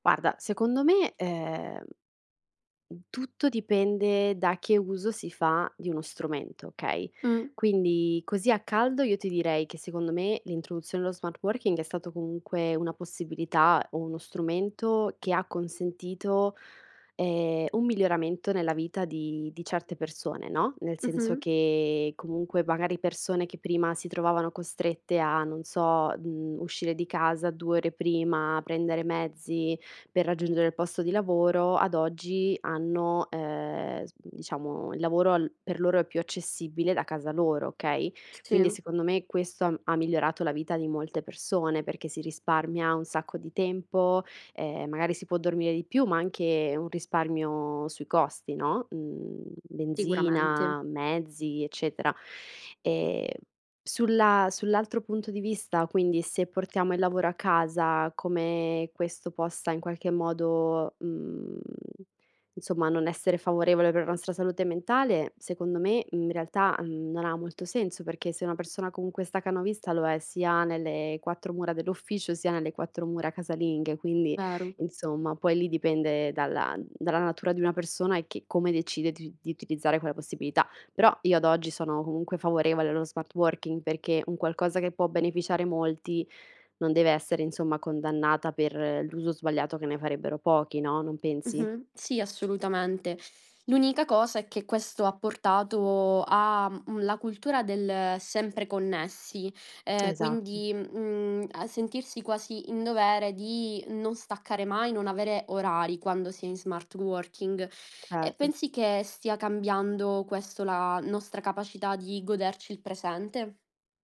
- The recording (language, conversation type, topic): Italian, podcast, Quali strategie usi per mantenere l’equilibrio tra lavoro e vita privata?
- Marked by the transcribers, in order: other background noise; drawn out: "che"; drawn out: "risparmio"; tapping; tongue click